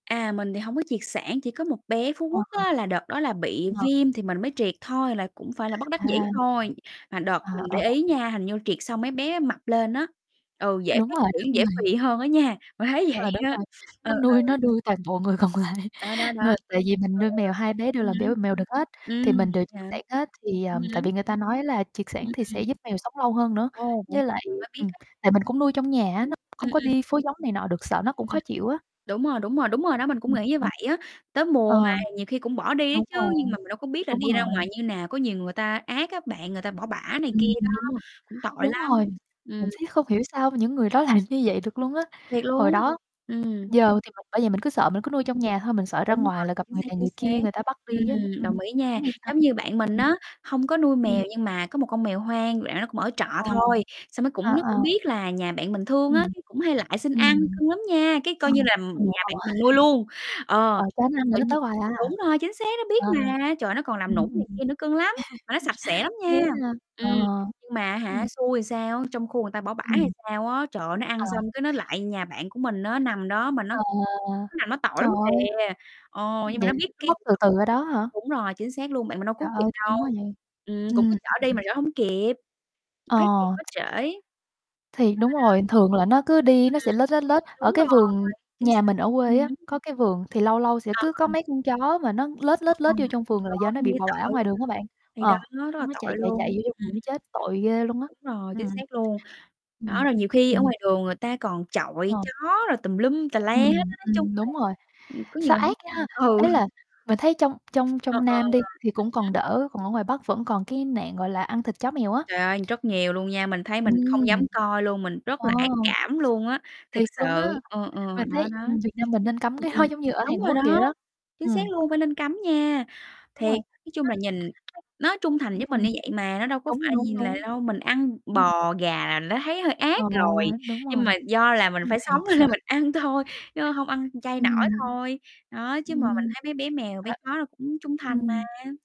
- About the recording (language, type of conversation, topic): Vietnamese, unstructured, Bạn nghĩ sao về tình trạng thú cưng bị bỏ rơi trên đường phố?
- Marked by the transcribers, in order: distorted speech; other background noise; tapping; laughing while speaking: "đúng rồi"; laughing while speaking: "nuôi"; laughing while speaking: "người còn lại"; unintelligible speech; static; laughing while speaking: "làm"; chuckle; chuckle; "làm" said as "ờn"; laughing while speaking: "ừm"; tsk; laughing while speaking: "ừ"; unintelligible speech; laughing while speaking: "cho nên"